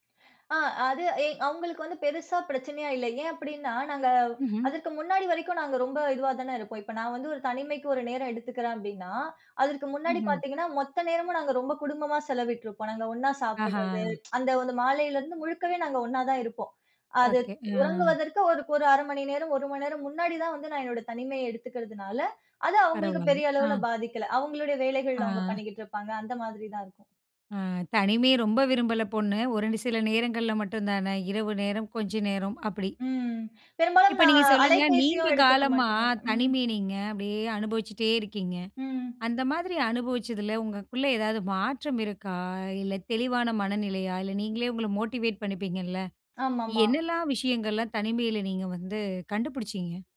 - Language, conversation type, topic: Tamil, podcast, தனிமையில் மனதில் தோன்றியும் சொல்லாமல் வைத்திருக்கும் எண்ணங்களை நீங்கள் எப்படி பதிவு செய்கிறீர்கள்?
- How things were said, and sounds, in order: tsk; other noise; in English: "மோட்டிவேட்"